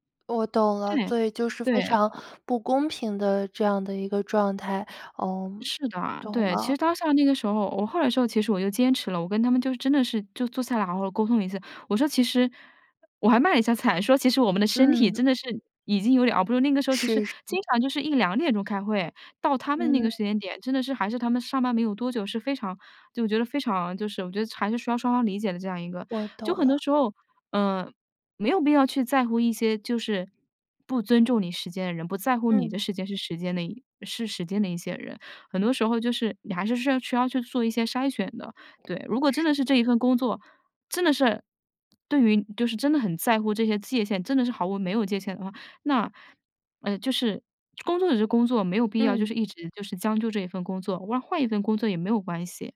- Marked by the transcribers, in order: other background noise
- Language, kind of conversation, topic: Chinese, podcast, 如何在工作和生活之间划清并保持界限？